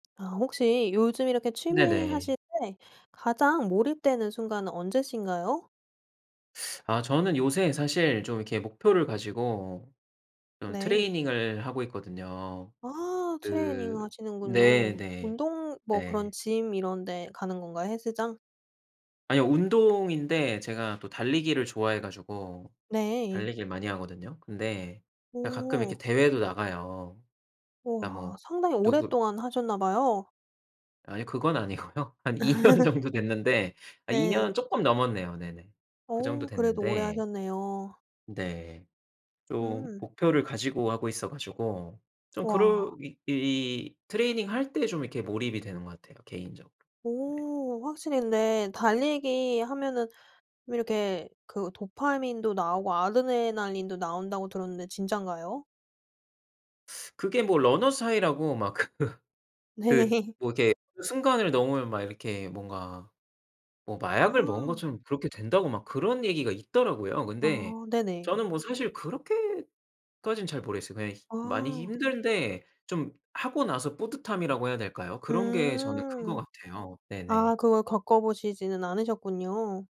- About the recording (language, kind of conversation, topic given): Korean, podcast, 요즘 취미 활동을 할 때 가장 몰입되는 순간은 언제인가요?
- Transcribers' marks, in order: other background noise; laughing while speaking: "아니고요. 한 이 년 정도 됐는데"; laugh; in English: "Runner's High라고"; laughing while speaking: "네"; laughing while speaking: "그"